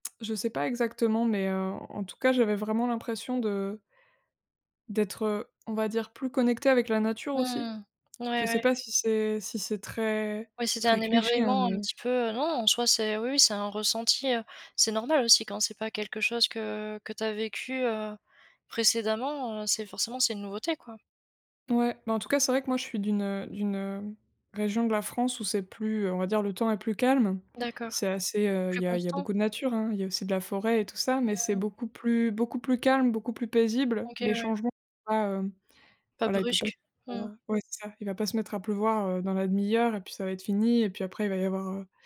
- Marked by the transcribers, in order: unintelligible speech
- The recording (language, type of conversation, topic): French, podcast, Quel est un moment qui t’a vraiment fait grandir ?
- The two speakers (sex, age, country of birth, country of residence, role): female, 25-29, France, France, guest; female, 25-29, France, France, host